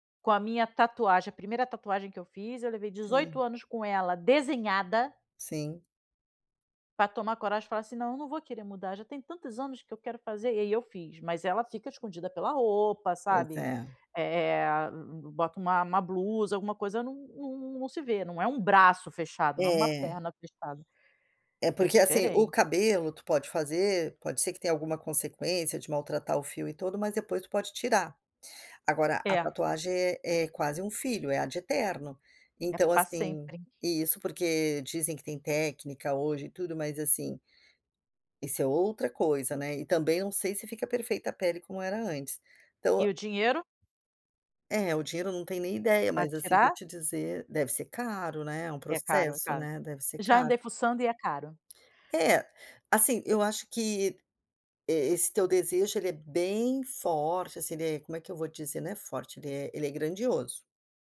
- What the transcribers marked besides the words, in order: drawn out: "Eh"; in Latin: "ad eternum"
- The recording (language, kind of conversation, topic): Portuguese, advice, Como posso mudar meu visual ou estilo sem temer a reação social?